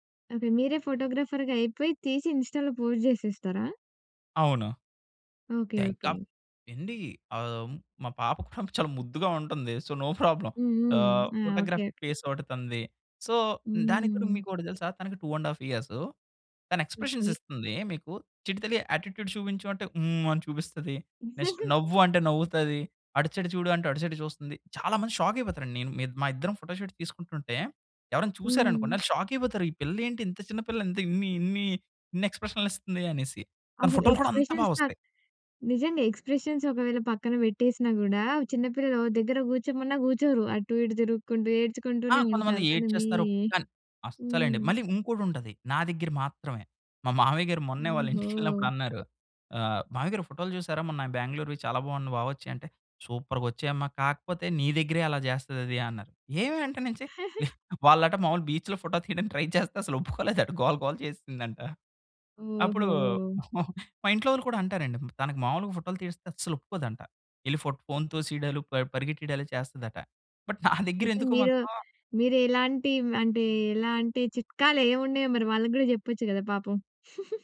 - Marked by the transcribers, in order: in English: "ఫోటోగ్రాఫర్‌గా"; in English: "ఇంస్టా‌లో పోస్ట్"; in English: "సో, నో ప్రాబ్లమ్"; in English: "ఫోటోగ్రఫీ ఫేస్"; in English: "సో"; in English: "టూ అండ్ హాఫ్ ఇయర్స్"; in English: "ఎక్స్‌ప్రెషన్స్"; in English: "యాటిట్యూడ్"; in English: "నెక్స్ట్"; in English: "సైడ్"; giggle; in English: "షాక్"; in English: "ఫోటో షూట్"; in English: "షాక్"; in English: "ఎక్స్‌ప్రెషన్స్"; other noise; in English: "ఎక్స్‌ప్రెషన్స్"; in English: "సూపర్‌గా"; giggle; in English: "బీచ్‌లో"; in English: "ట్రై"; giggle; in English: "బట్"; giggle
- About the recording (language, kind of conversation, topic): Telugu, podcast, ఫోటోలు పంచుకునేటప్పుడు మీ నిర్ణయం ఎలా తీసుకుంటారు?